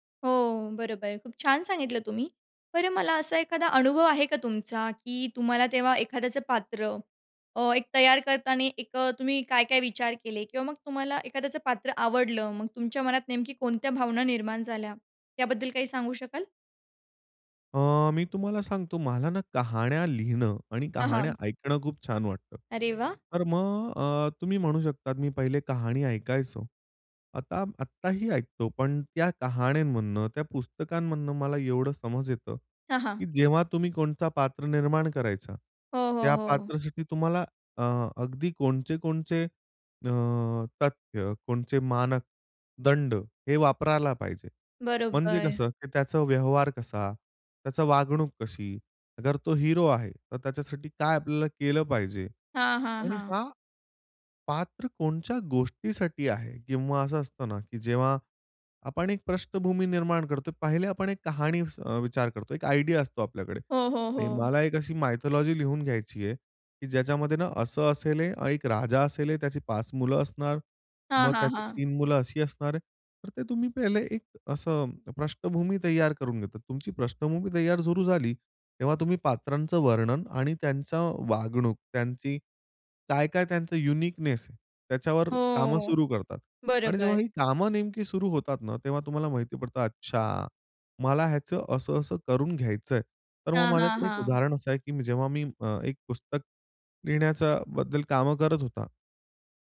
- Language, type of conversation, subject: Marathi, podcast, पात्र तयार करताना सर्वात आधी तुमच्या मनात कोणता विचार येतो?
- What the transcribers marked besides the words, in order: "बरं" said as "परं"; "असेल" said as "असेले"; "असेल" said as "असेले"; in English: "युनिकनेस"; drawn out: "हो"